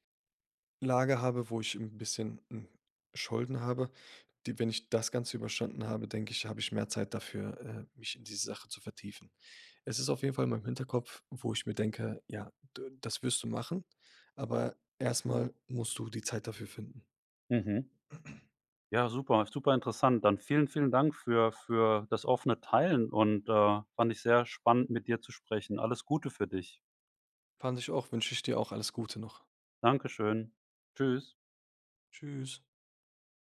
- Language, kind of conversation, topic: German, podcast, Was inspiriert dich beim kreativen Arbeiten?
- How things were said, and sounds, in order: none